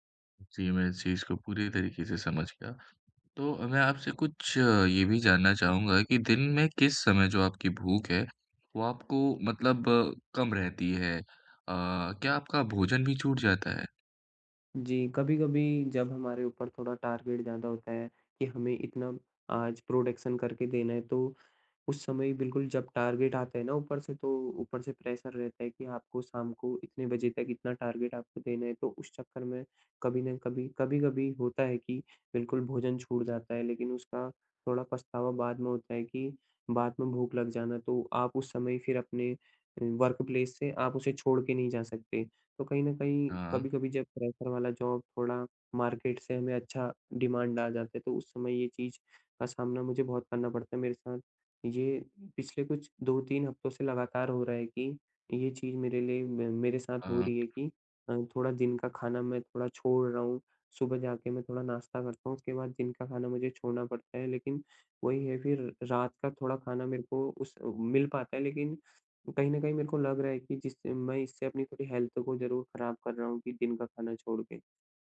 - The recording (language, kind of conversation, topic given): Hindi, advice, काम के दबाव के कारण अनियमित भोजन और भूख न लगने की समस्या से कैसे निपटें?
- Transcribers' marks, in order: in English: "टारगेट"; in English: "प्रोडक्शन"; in English: "टारगेट"; in English: "प्रेशर"; in English: "टारगेट"; in English: "वर्क प्लेस"; in English: "प्रेशर"; in English: "जॉब"; in English: "मार्केट"; in English: "डिमांड"; tapping; in English: "हेल्थ"